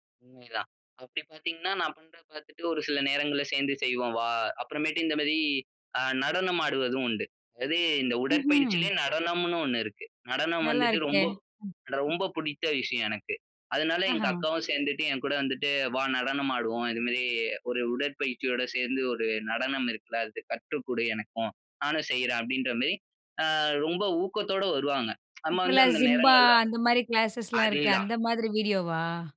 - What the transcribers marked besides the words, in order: surprised: "ம்ஹ்ம்"; "அட ரொம்ப" said as "அட்வொம்ப"; anticipating: "அந்த மாதிரி வீடியோ வா?"
- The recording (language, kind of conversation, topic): Tamil, podcast, உடற்பயிற்சி தொடங்க உங்களைத் தூண்டிய அனுபவக் கதை என்ன?